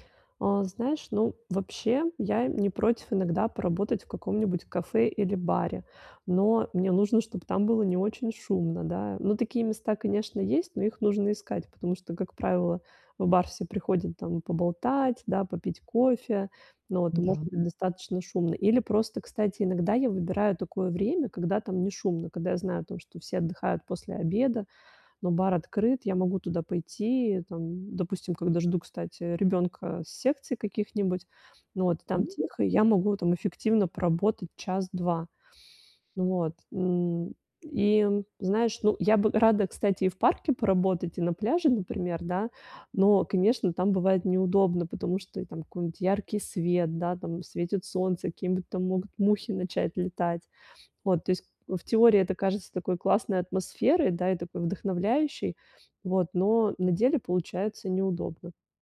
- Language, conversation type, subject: Russian, advice, Как смена рабочего места может помочь мне найти идеи?
- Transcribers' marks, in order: none